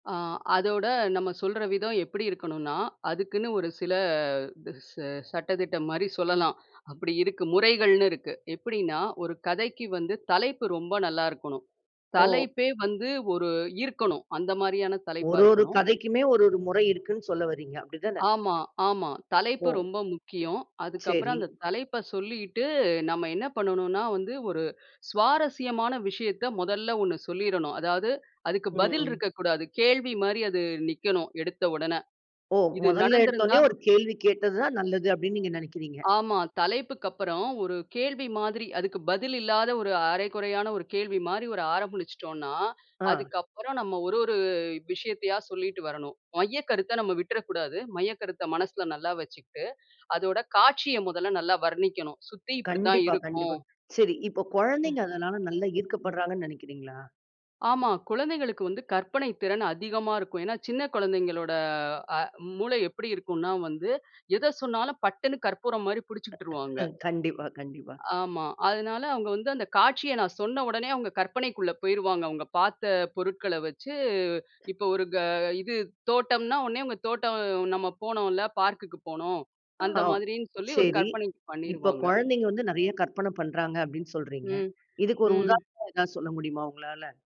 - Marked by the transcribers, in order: tapping; other background noise
- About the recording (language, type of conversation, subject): Tamil, podcast, கதை சொல்லலைப் பயன்படுத்தி மக்கள் மனதை எப்படிச் ஈர்க்கலாம்?